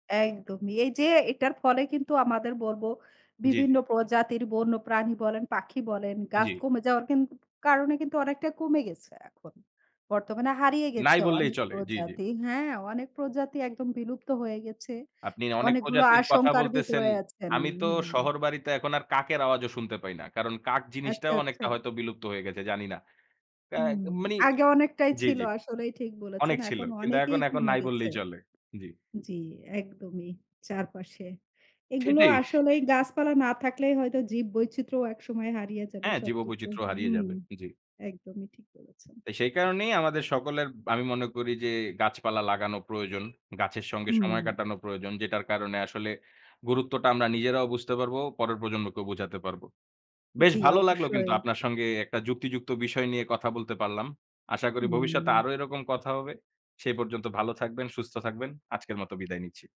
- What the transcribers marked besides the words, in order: "প্রজাতির" said as "পজাতির"; tapping; "মানে" said as "মানি"; "কমে" said as "কুমে"
- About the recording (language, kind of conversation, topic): Bengali, unstructured, গাছ লাগানোকে আপনি কতটা গুরুত্বপূর্ণ মনে করেন?